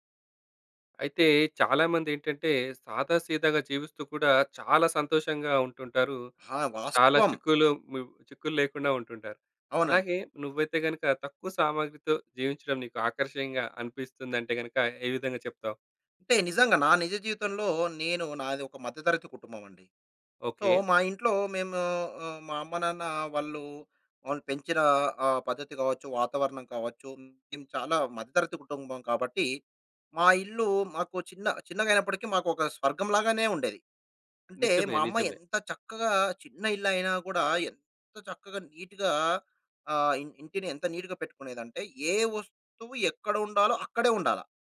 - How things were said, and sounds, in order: in English: "సో"; in English: "నీట్‌గా"; in English: "నీట్‌గా"
- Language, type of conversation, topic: Telugu, podcast, తక్కువ సామాగ్రితో జీవించడం నీకు ఎందుకు ఆకర్షణీయంగా అనిపిస్తుంది?